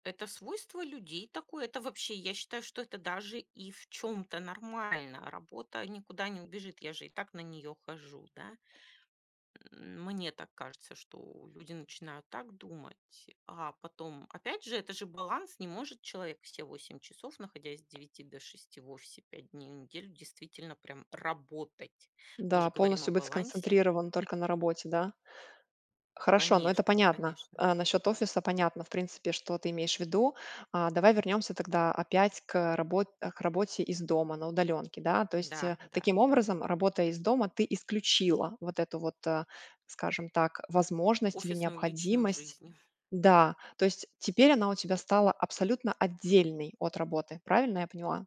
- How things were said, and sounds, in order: tapping; stressed: "работать"
- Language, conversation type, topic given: Russian, podcast, Как ты находишь баланс между работой и личной жизнью?